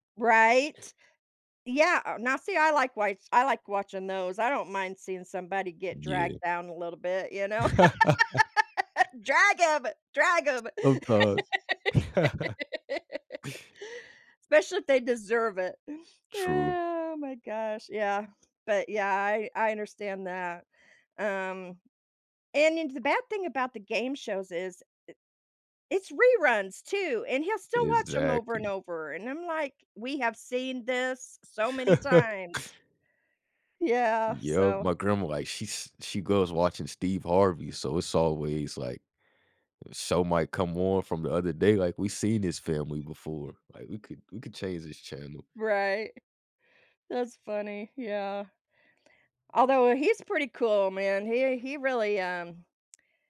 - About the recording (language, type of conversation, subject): English, unstructured, What small daily habit brings you the most happiness?
- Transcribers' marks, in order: laugh; laugh; laugh; other background noise